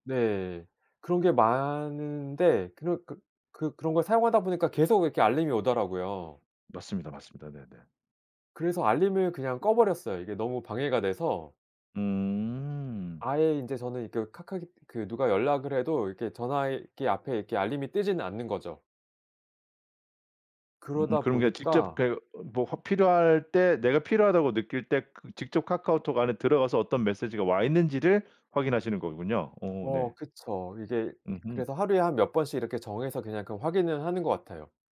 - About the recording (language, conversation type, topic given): Korean, podcast, 디지털 디톡스는 어떻게 하세요?
- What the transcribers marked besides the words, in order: other background noise